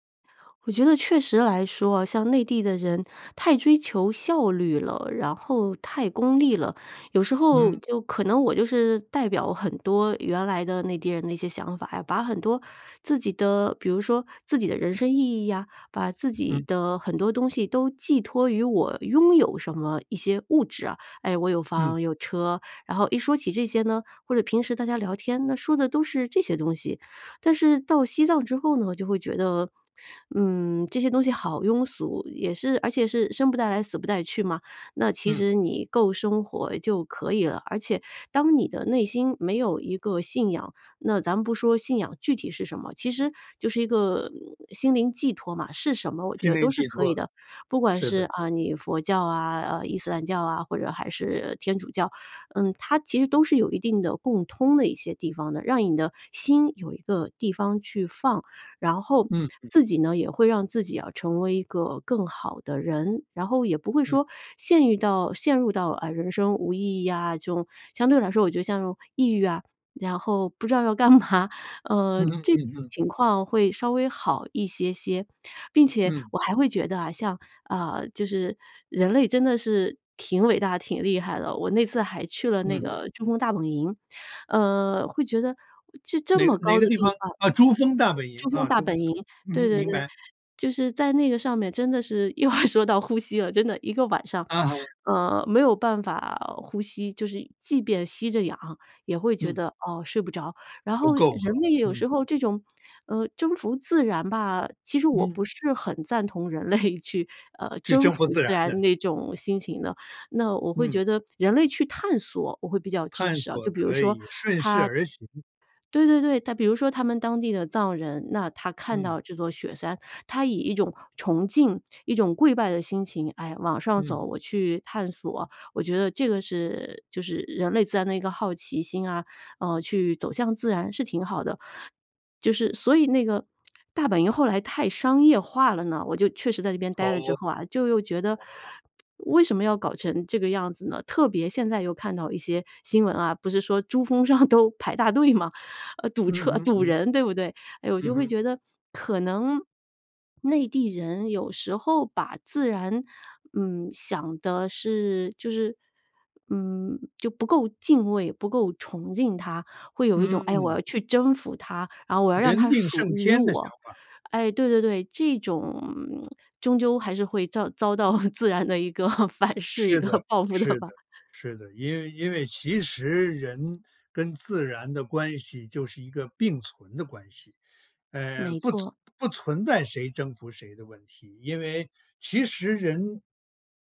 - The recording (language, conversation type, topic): Chinese, podcast, 你觉得有哪些很有意义的地方是每个人都应该去一次的？
- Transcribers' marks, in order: laughing while speaking: "干嘛"; laughing while speaking: "又要说到呼吸了"; laughing while speaking: "人类去"; other background noise; laughing while speaking: "上都排大队吗？"; chuckle; laughing while speaking: "反噬、一个报复的吧"; chuckle